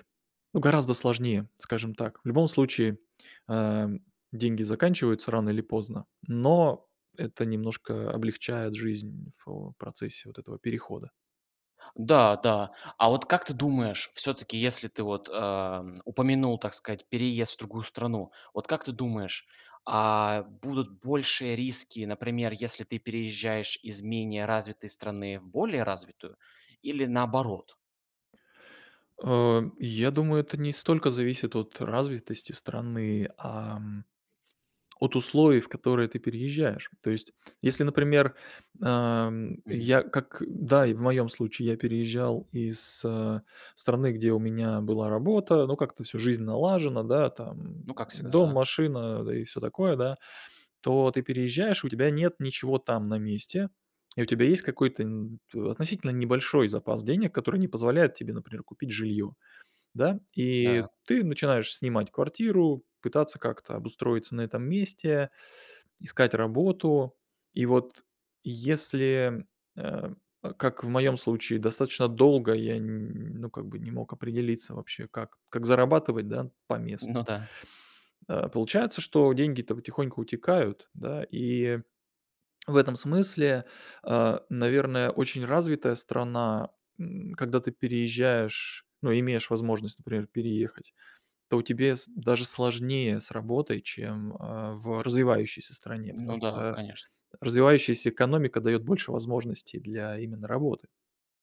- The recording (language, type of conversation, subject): Russian, podcast, Как минимизировать финансовые риски при переходе?
- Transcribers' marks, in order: tapping; other background noise; tsk